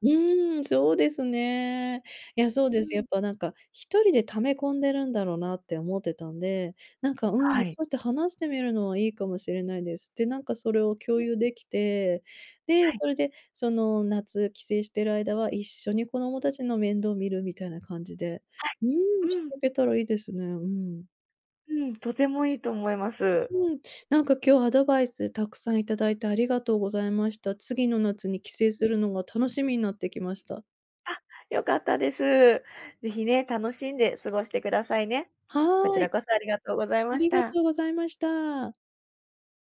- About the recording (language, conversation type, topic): Japanese, advice, 旅行中に不安やストレスを感じたとき、どうすれば落ち着けますか？
- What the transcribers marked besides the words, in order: none